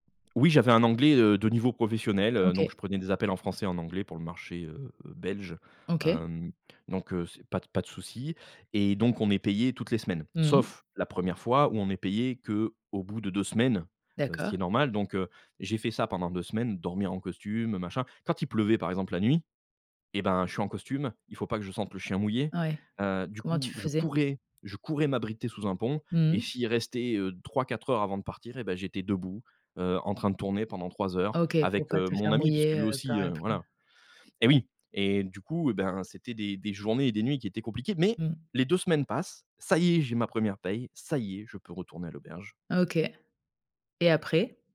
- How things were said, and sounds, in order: other background noise
- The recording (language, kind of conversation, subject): French, podcast, Peux-tu me raconter un voyage qui t’a vraiment marqué ?